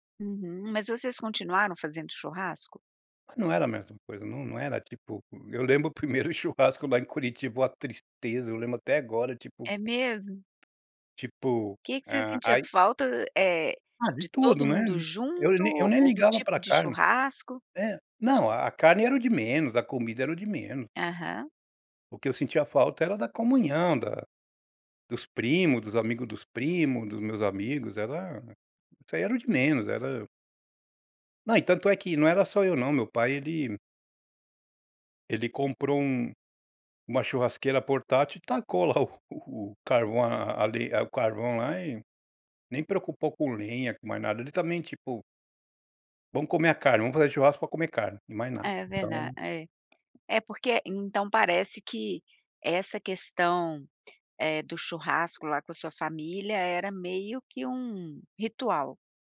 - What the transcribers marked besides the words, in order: tapping; other background noise
- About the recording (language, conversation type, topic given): Portuguese, podcast, Qual era um ritual à mesa na sua infância?